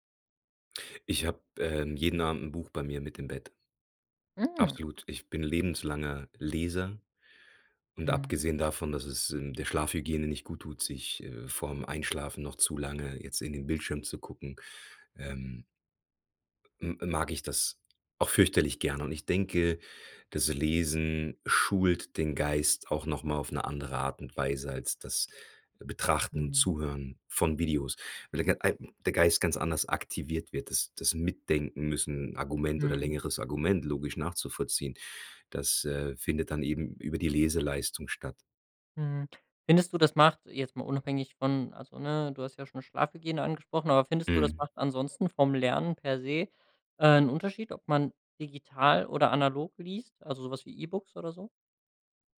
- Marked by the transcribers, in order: surprised: "Mhm"
- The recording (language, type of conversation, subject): German, podcast, Wie nutzt du Technik fürs lebenslange Lernen?